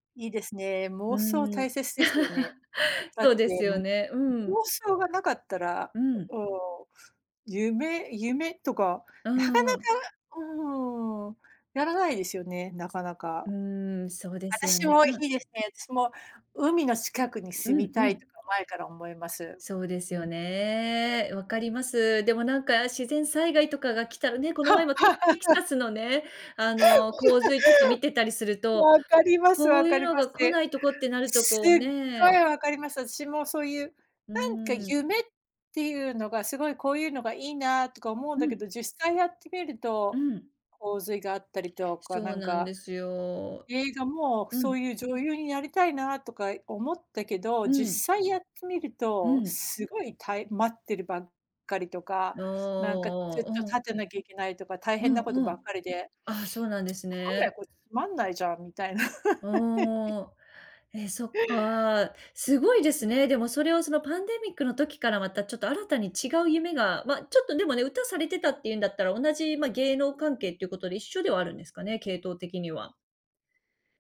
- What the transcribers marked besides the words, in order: laugh; other background noise; laugh; laugh; tsk; laugh
- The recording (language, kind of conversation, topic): Japanese, unstructured, 夢が叶ったら、一番最初に何をしたいですか？
- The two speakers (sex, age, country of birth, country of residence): female, 40-44, Japan, United States; female, 40-44, United States, United States